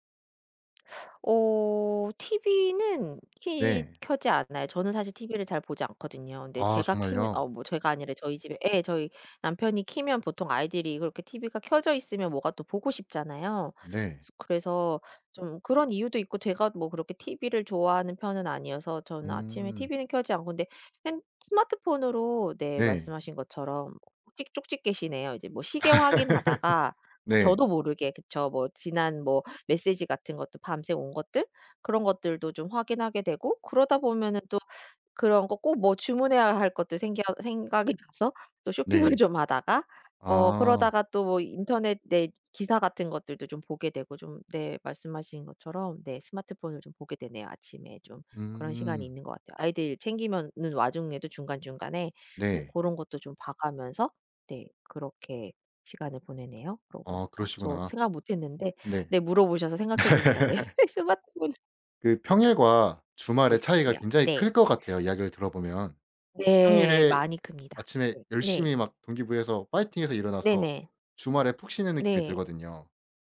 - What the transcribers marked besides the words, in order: other background noise; laugh; laugh; laughing while speaking: "네 스마트폰을"; laugh
- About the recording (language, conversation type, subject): Korean, podcast, 아침 일과는 보통 어떻게 되세요?